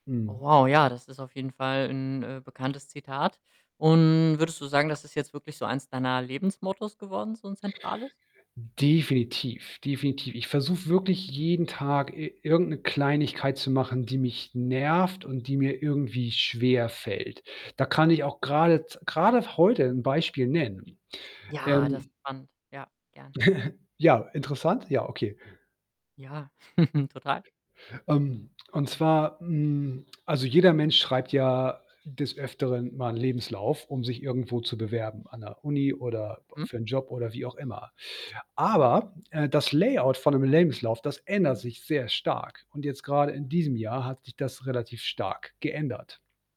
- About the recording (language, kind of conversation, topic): German, podcast, Wann hast du zuletzt deine Komfortzone verlassen?
- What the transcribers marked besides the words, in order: static; chuckle; chuckle